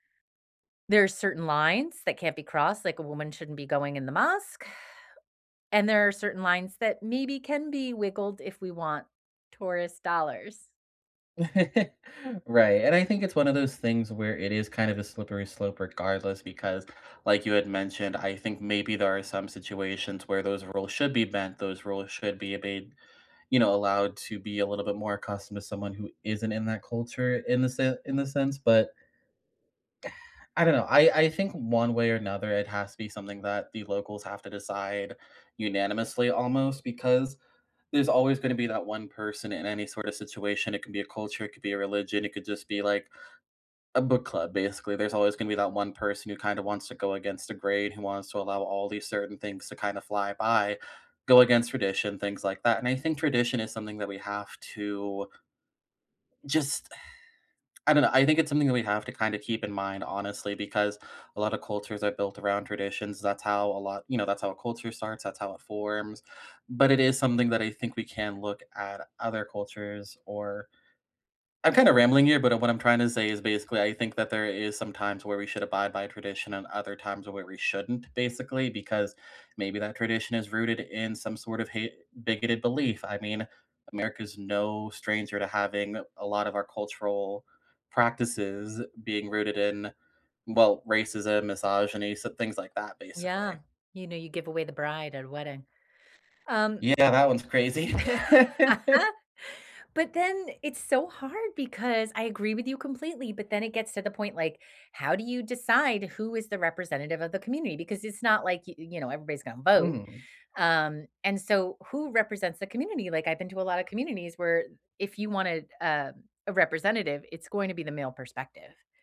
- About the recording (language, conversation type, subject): English, unstructured, Should locals have the final say over what tourists can and cannot do?
- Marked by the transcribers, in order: chuckle; other background noise; exhale; laugh